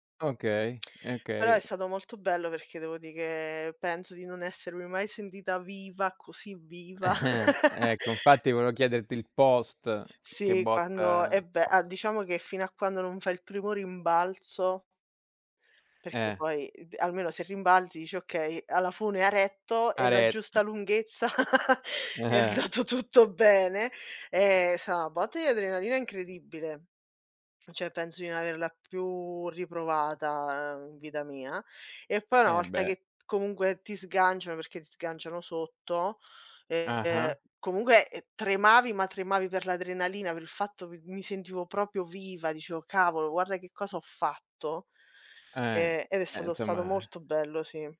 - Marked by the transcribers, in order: lip smack; "Allora" said as "aloa"; "okay" said as "ekay"; chuckle; laugh; tapping; other background noise; laugh; laughing while speaking: "andato tutto"; "cioè" said as "ceh"; "comunque" said as "comungue"; other noise; "comunque" said as "comungue"; "proprio" said as "propio"; "insomma" said as "nzomma"
- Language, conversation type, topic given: Italian, unstructured, Qual è stato un momento in cui hai dovuto essere coraggioso?
- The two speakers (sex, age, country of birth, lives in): female, 30-34, Italy, Italy; male, 40-44, Italy, Italy